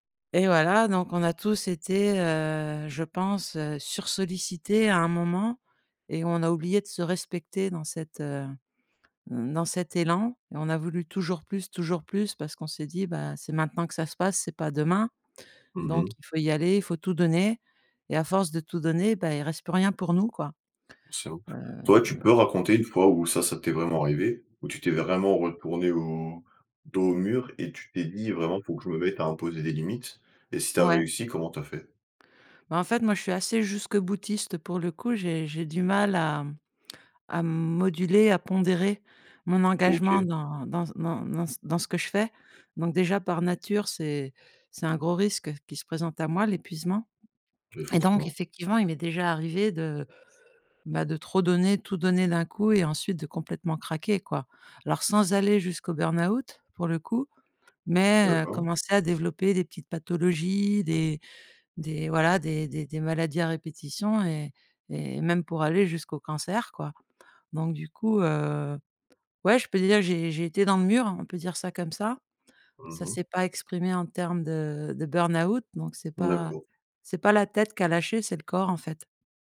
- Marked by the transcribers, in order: none
- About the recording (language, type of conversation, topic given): French, podcast, Comment poses-tu des limites pour éviter l’épuisement ?